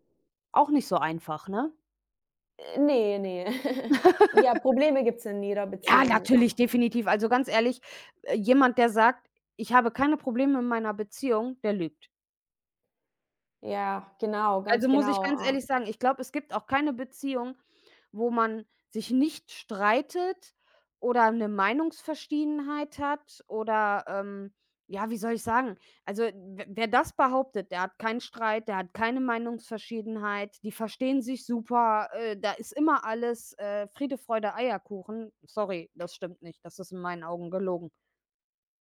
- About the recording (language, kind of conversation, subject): German, unstructured, Wie kann man Vertrauen in einer Beziehung aufbauen?
- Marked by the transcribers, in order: chuckle; laugh